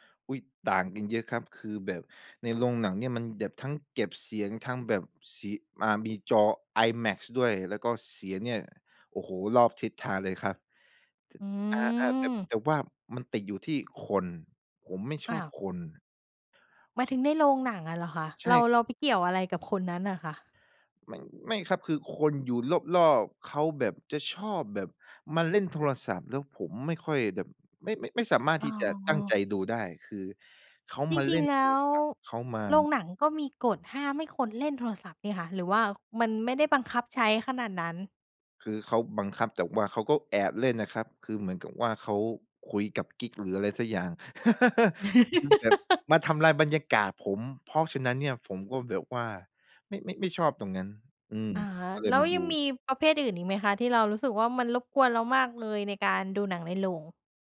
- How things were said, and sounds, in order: "แบบ" said as "แดบ"; "แต่-" said as "แต่บ"; other background noise; "แบบ" said as "แดบ"; laugh
- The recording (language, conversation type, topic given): Thai, podcast, สตรีมมิ่งเปลี่ยนวิธีการเล่าเรื่องและประสบการณ์การดูภาพยนตร์อย่างไร?